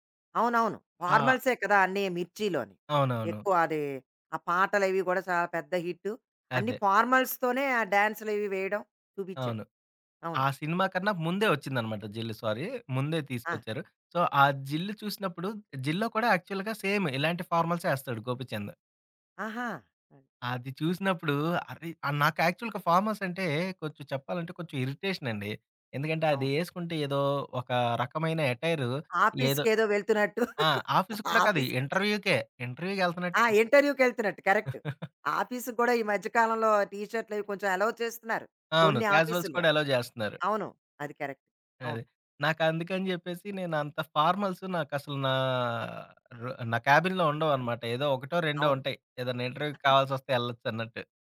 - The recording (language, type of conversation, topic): Telugu, podcast, ఏ సినిమా పాత్ర మీ స్టైల్‌ను మార్చింది?
- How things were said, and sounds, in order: in English: "ఫార్మల్స్‌తోనే"; in English: "సారీ"; in English: "సో"; in English: "యాక్చువల్‌గా సేమ్"; giggle; in English: "యాక్చువల్‌గా ఫార్మల్స్"; in English: "ఆఫీస్‌కేదో"; in English: "ఇంటర్వ్యూకే, ఇంటర్వ్యూకెళ్తన్నట్టు"; chuckle; in English: "ఆఫీస్"; other background noise; in English: "ఇంటర్వ్యూకెళ్తున్నట్టు"; chuckle; in English: "ఎలో"; in English: "క్యాజువల్స్"; in English: "ఎలో"; in English: "కరెక్ట్"; in English: "క్యాబిన్‌లో"; in English: "ఇంటర్వ్యూకి"; chuckle